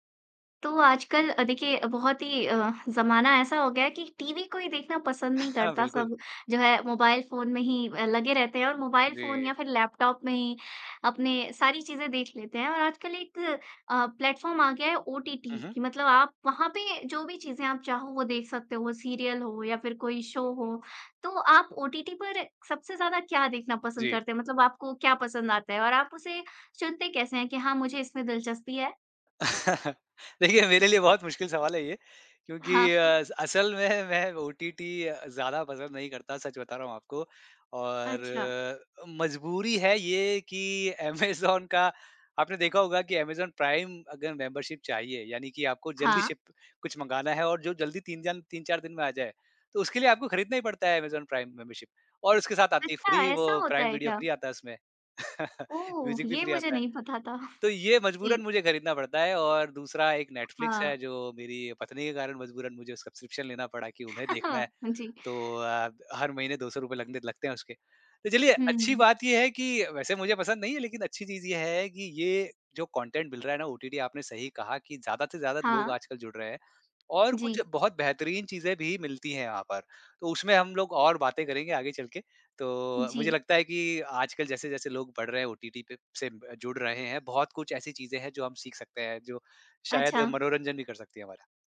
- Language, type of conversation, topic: Hindi, podcast, ओटीटी पर आप क्या देखना पसंद करते हैं और उसे कैसे चुनते हैं?
- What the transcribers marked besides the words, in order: chuckle; in English: "सीरियल"; in English: "शो"; chuckle; laughing while speaking: "देखिए, मेरे लिए बहुत मुश्किल सवाल है ये"; chuckle; laughing while speaking: "अमेज़न"; in English: "मेंबरशिप"; in English: "मेंबरशिप"; in English: "फ्री"; in English: "फ्री"; chuckle; in English: "म्यूज़िक"; chuckle; in English: "कॉन्टेंट"; tapping